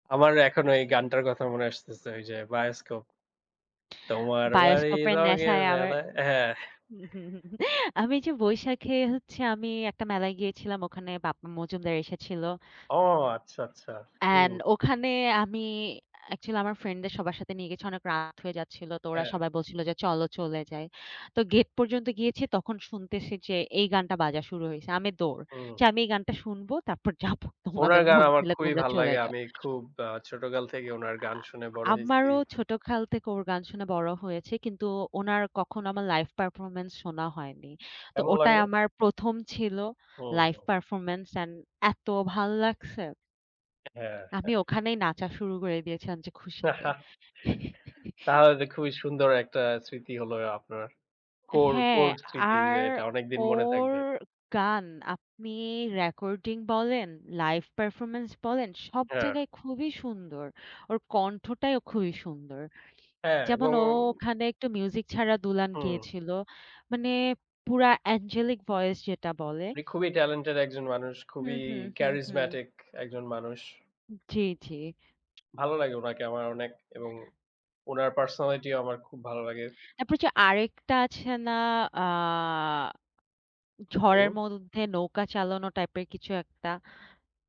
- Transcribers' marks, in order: other background noise; singing: "তোমার বাড়ি রঙের মেলায়"; chuckle; laughing while speaking: "শুনবো তারপর যাব"; tapping; chuckle; chuckle; "দুলাইন" said as "দুলান"; in English: "অ্যাঞ্জেলিক ভয়েস"; in English: "ক্যারিসম্যাটিক"; "মধ্যে" said as "মদধ্যে"
- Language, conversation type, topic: Bengali, unstructured, গ্রামবাংলার মেলা কি আমাদের সংস্কৃতির অবিচ্ছেদ্য অংশ?